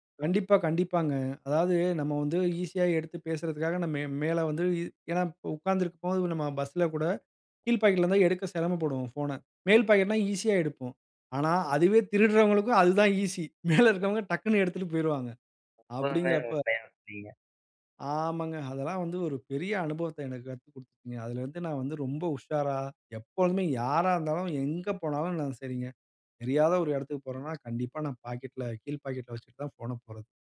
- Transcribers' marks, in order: other background noise; chuckle; unintelligible speech
- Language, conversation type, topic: Tamil, podcast, நீங்கள் வழிதவறி, கைப்பேசிக்கு சிக்னலும் கிடைக்காமல் சிக்கிய அந்த அனுபவம் எப்படி இருந்தது?